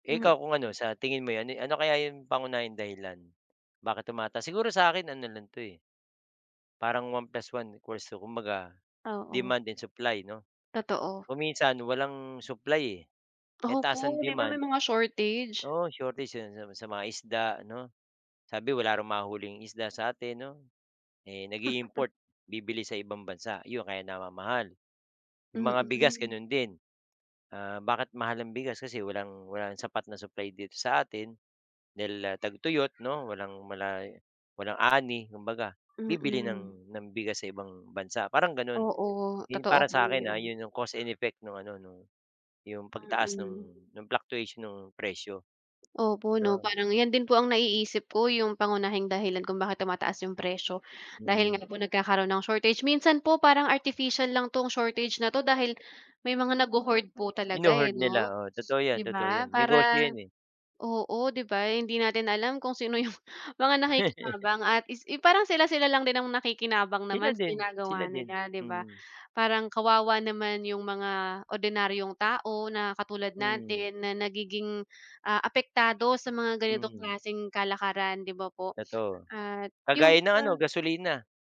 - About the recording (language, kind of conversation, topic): Filipino, unstructured, Ano ang palagay mo sa pagtaas ng presyo ng mga bilihin sa kasalukuyan?
- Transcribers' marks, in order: in English: "demand and supply"; laugh; background speech; in English: "cause and effect"; laugh; laughing while speaking: "yung"